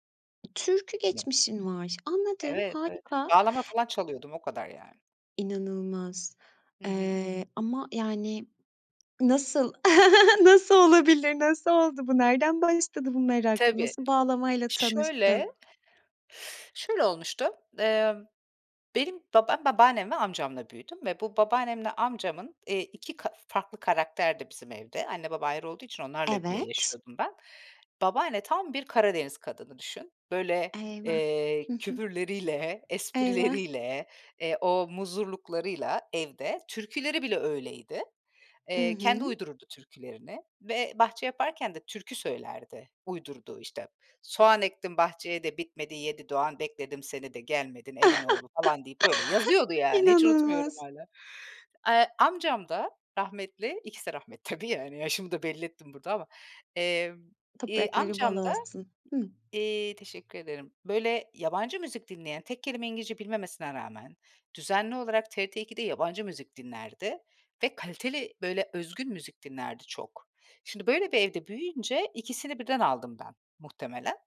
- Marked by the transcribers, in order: unintelligible speech; other background noise; other noise; chuckle; tapping; inhale; chuckle; laughing while speaking: "tabii"
- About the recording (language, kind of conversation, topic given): Turkish, podcast, Müzik ile kimlik arasında nasıl bir ilişki vardır?